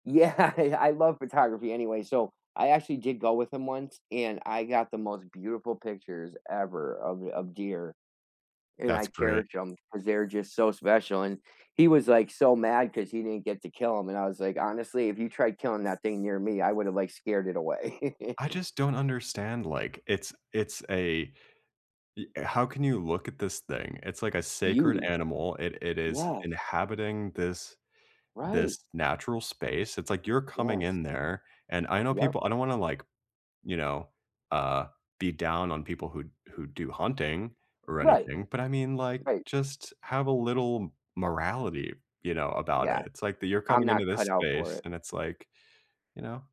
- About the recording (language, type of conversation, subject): English, unstructured, What’s a memorable hiking or nature walk experience you’ve had?
- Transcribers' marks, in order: laughing while speaking: "Yeah, yeah"; other background noise; chuckle